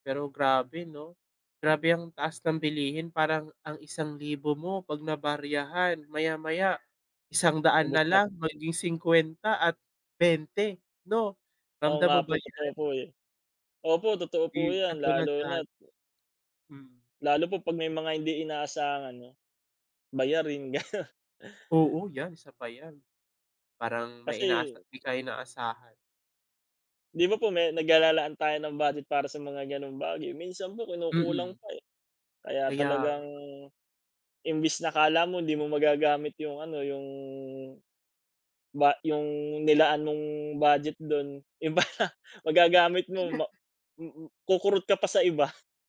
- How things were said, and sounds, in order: other background noise; laughing while speaking: "gano'n"; laughing while speaking: "iba na"
- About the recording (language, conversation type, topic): Filipino, unstructured, Ano ang palagay mo sa patuloy na pagtaas ng presyo ng mga bilihin?